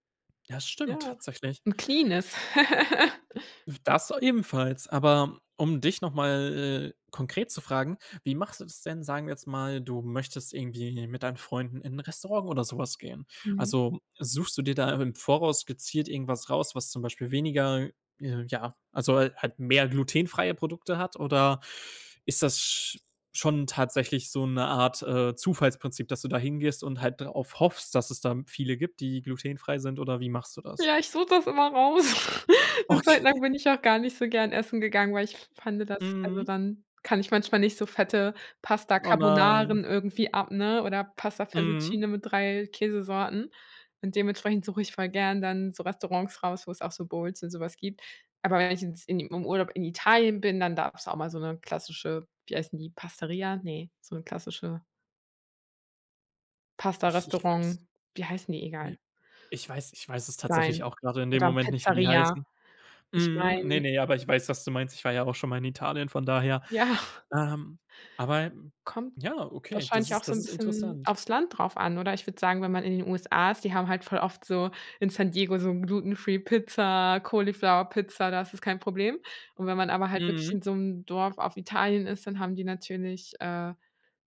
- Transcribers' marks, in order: put-on voice: "cleanes"; giggle; other background noise; joyful: "Ja, ich suche das immer raus"; giggle; laughing while speaking: "Okay"; "fand" said as "fande"; "Carbonaras" said as "Carbonaren"; laughing while speaking: "Ja"; in English: "glutenfree"; in English: "Cauliflower"
- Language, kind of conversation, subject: German, podcast, Wie passt du Rezepte an Allergien oder Unverträglichkeiten an?